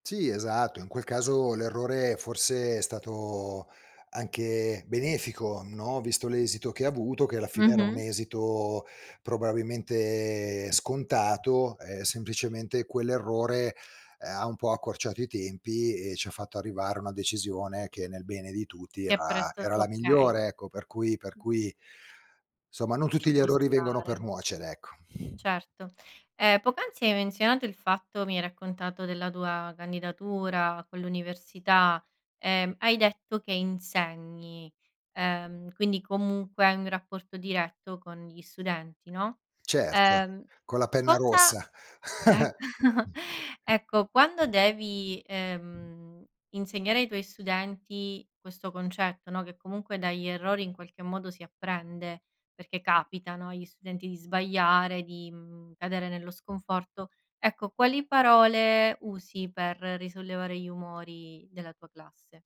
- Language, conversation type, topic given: Italian, podcast, Che ruolo hanno gli errori nel tuo apprendimento?
- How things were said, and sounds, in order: other background noise; laughing while speaking: "ecco"; chuckle; tapping